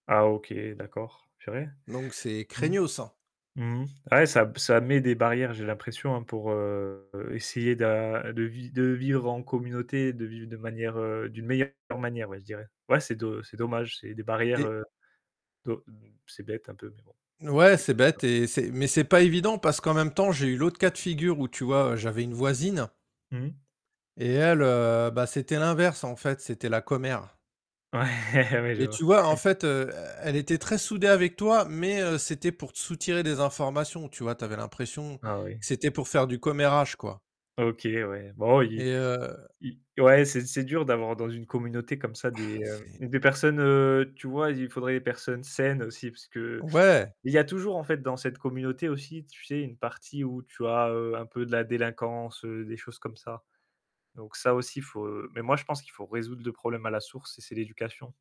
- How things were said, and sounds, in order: static; distorted speech; tapping; laughing while speaking: "Ouais"; chuckle
- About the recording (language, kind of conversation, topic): French, unstructured, Comment décrirais-tu une communauté idéale ?
- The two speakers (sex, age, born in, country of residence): male, 25-29, France, France; male, 45-49, France, France